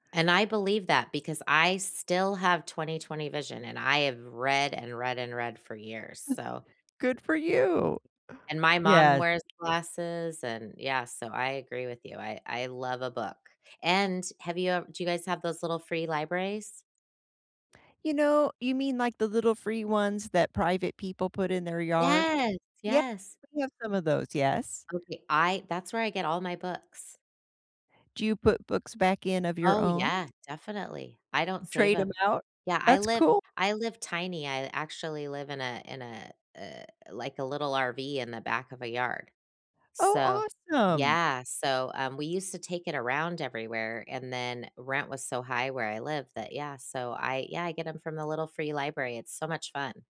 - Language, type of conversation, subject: English, unstructured, What weekend hobbies help you recharge, and what do they give you?
- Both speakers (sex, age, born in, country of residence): female, 45-49, United States, United States; female, 55-59, United States, United States
- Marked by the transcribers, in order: chuckle; tapping; other background noise; stressed: "Yes!"